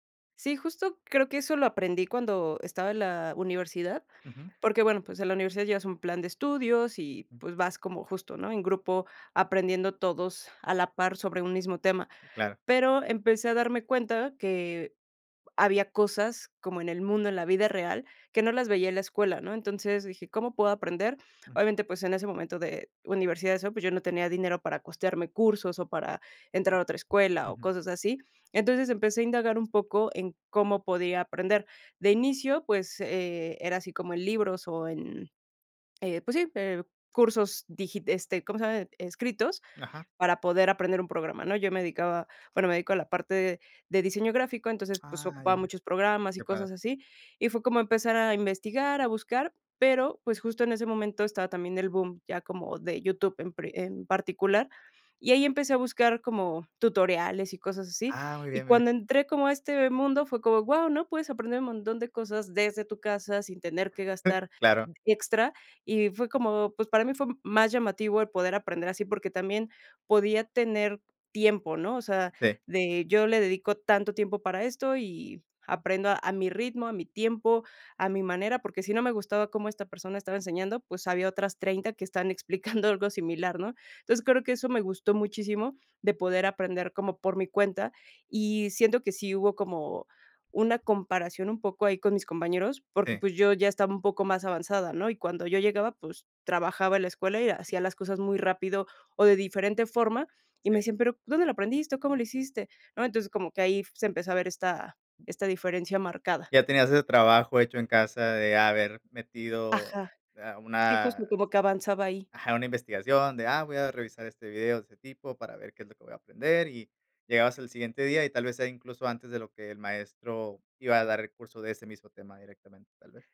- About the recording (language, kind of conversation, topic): Spanish, podcast, ¿Qué opinas de aprender en grupo en comparación con aprender por tu cuenta?
- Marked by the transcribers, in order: other background noise; lip smack; other noise; laughing while speaking: "explicando"; tapping